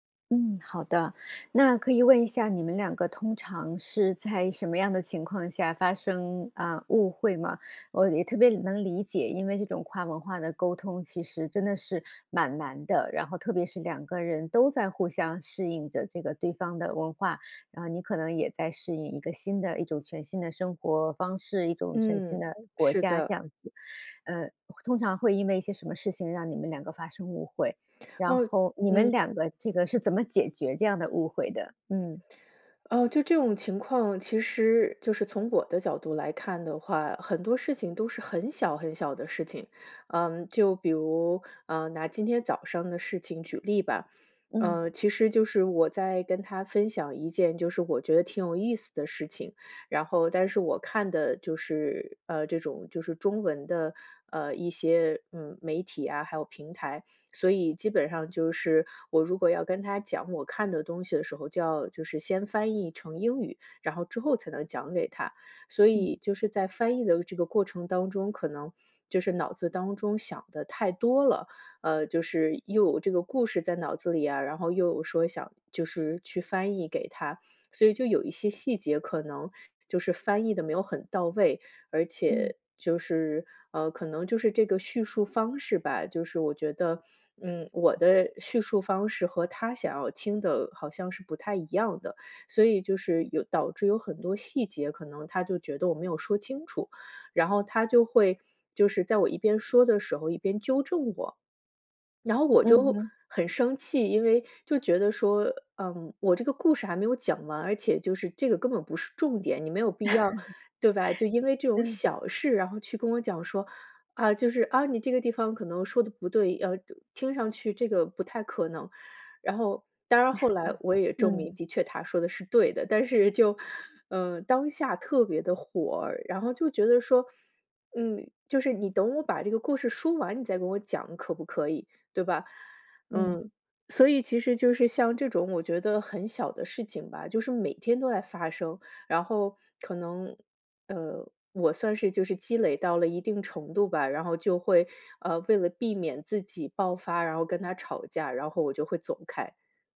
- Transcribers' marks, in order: chuckle; chuckle
- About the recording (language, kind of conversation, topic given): Chinese, advice, 我们为什么总是频繁产生沟通误会？